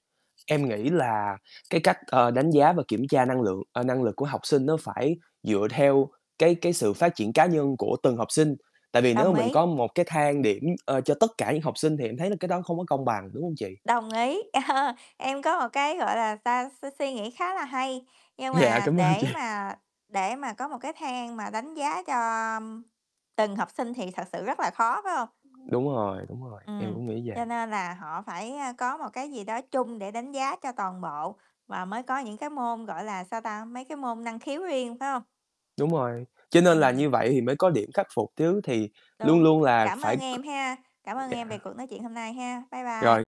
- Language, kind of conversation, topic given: Vietnamese, unstructured, Nếu bạn có thể thay đổi một điều ở trường học của mình, bạn sẽ thay đổi điều gì?
- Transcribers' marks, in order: static; other background noise; background speech; chuckle; tapping; laughing while speaking: "Dạ, cảm ơn chị"; mechanical hum